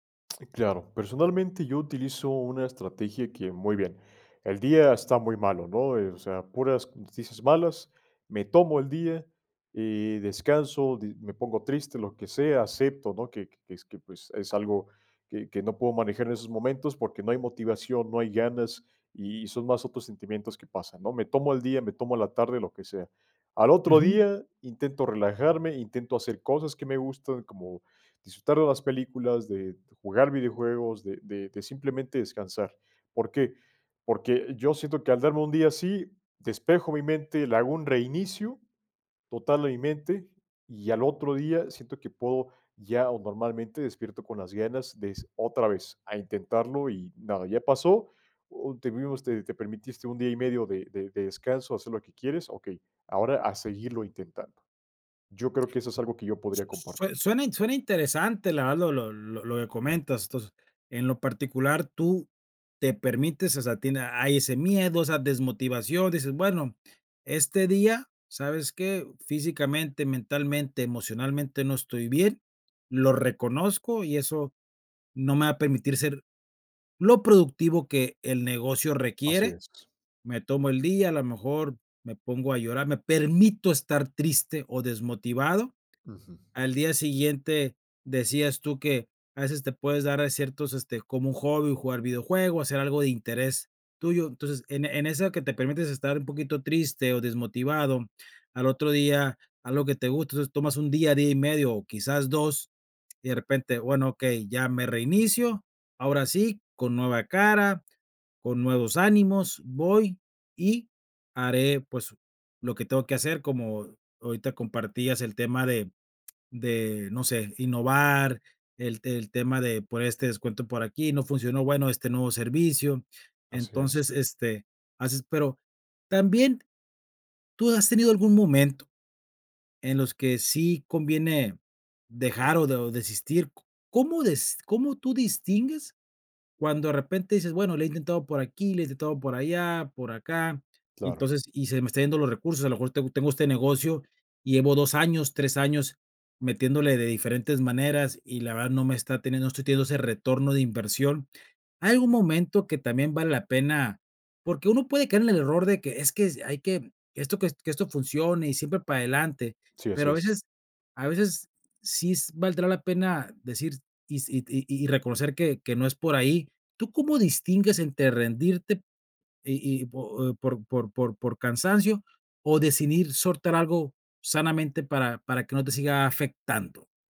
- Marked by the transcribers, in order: none
- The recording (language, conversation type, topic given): Spanish, podcast, ¿Qué estrategias usas para no tirar la toalla cuando la situación se pone difícil?